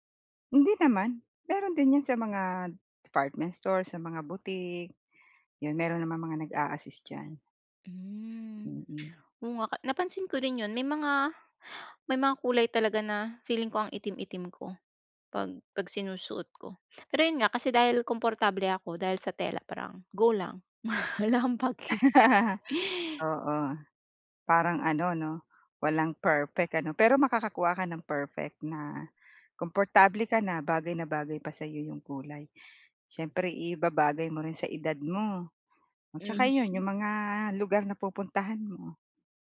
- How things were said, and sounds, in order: tapping; laugh
- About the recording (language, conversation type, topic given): Filipino, advice, Paano ako makakahanap ng damit na bagay sa akin?